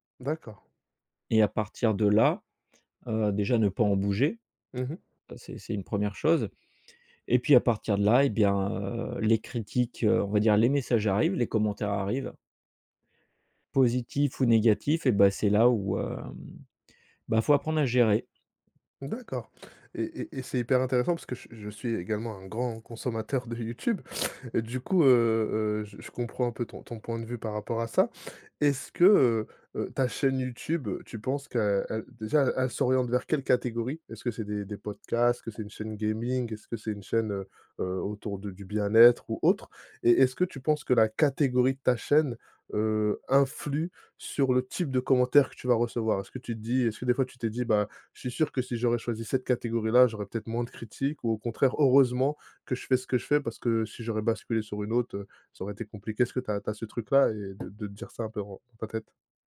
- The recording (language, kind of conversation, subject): French, podcast, Comment gères-tu les critiques quand tu montres ton travail ?
- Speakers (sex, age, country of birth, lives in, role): male, 30-34, France, France, host; male, 45-49, France, France, guest
- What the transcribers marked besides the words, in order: other background noise; stressed: "catégorie"; stressed: "type"; tapping